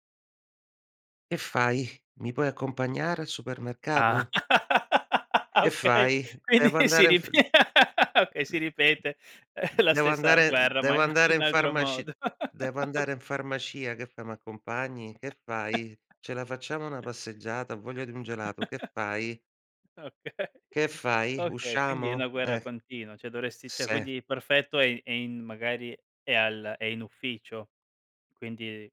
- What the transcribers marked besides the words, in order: laugh; laughing while speaking: "ah, okay. Quindi si rip okay"; other background noise; laughing while speaking: "la stessa"; laughing while speaking: "ma in altro"; chuckle; chuckle; laughing while speaking: "Okay"; chuckle; "cioè" said as "ceh"; "cioè" said as "ceh"
- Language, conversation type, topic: Italian, podcast, Come bilanci la vita privata e l’ambizione professionale?